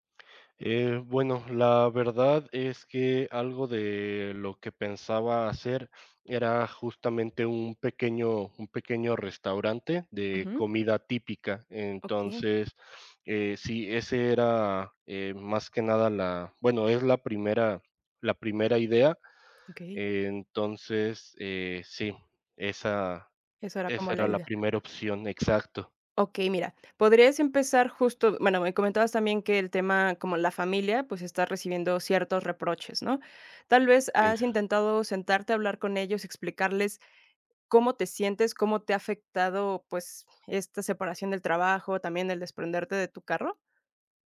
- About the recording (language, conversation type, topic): Spanish, advice, ¿Cómo puedo manejar un sentimiento de culpa persistente por errores pasados?
- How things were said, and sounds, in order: tapping; other noise; other background noise